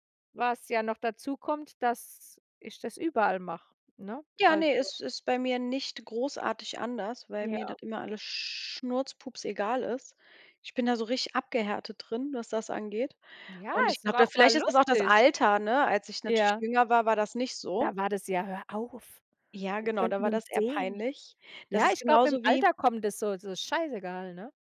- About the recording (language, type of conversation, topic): German, unstructured, Was macht für dich eine schöne Feier aus?
- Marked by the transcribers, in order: other background noise; put-on voice: "hör auf. Die könnten uns sehen"